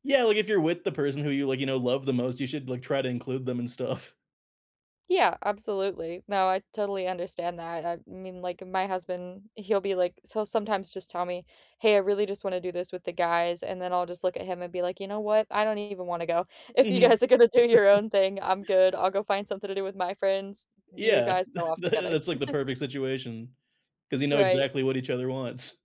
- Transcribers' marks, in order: laughing while speaking: "stuff"; laughing while speaking: "If you guys are gonna do your"; chuckle; chuckle
- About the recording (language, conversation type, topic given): English, unstructured, Can you remember a moment when you felt really loved?
- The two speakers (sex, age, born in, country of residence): female, 35-39, United States, United States; male, 30-34, India, United States